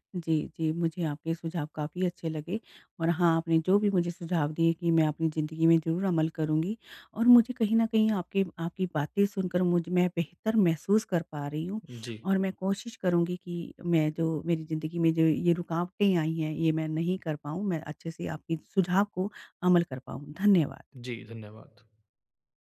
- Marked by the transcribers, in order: none
- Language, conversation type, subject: Hindi, advice, रुकावटों के बावजूद मैं अपनी नई आदत कैसे बनाए रखूँ?